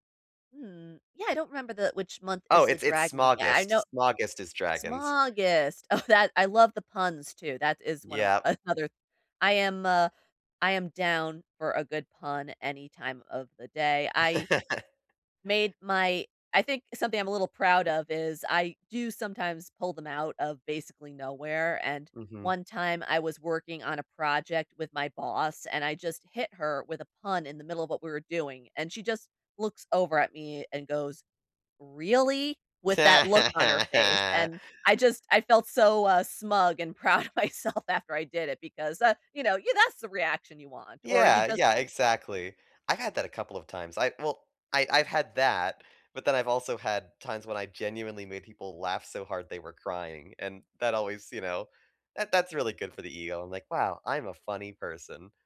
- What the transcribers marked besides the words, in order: laughing while speaking: "Oh"; chuckle; laugh; laughing while speaking: "proud of myself"; "ego" said as "eol"
- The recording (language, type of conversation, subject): English, unstructured, What is something unique about you that you are proud of?
- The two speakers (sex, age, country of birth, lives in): female, 40-44, United States, United States; male, 30-34, United States, United States